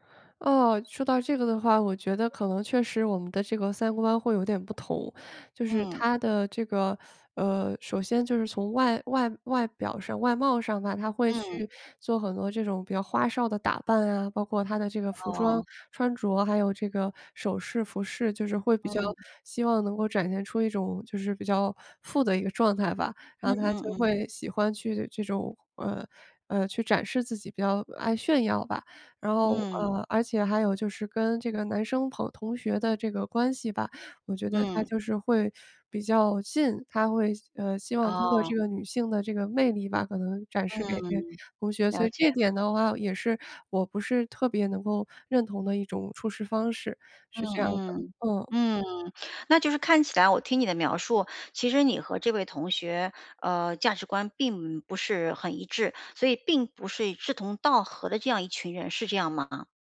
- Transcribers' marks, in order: none
- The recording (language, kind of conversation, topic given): Chinese, advice, 我如何在一段消耗性的友谊中保持自尊和自我价值感？